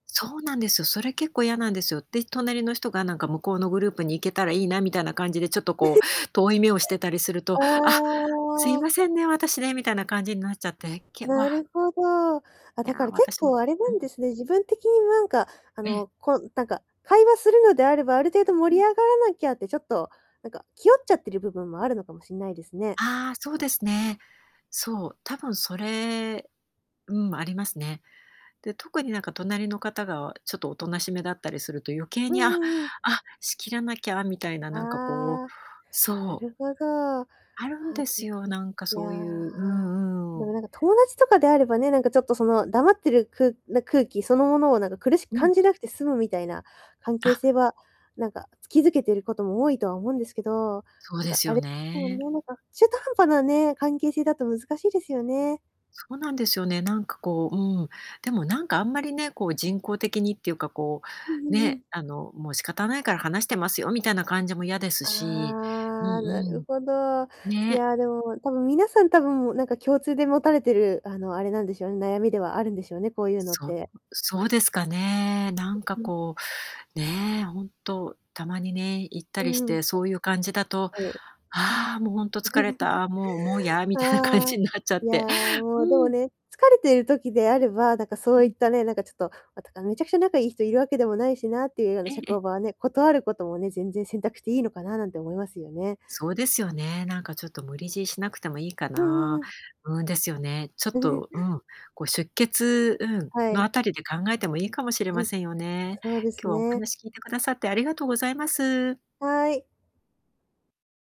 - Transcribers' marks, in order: chuckle; distorted speech; giggle; laughing while speaking: "みたいな感じになっちゃって"; other background noise; chuckle
- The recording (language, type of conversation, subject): Japanese, advice, 社交の場で疲れやすいとき、どう対処すればよいですか？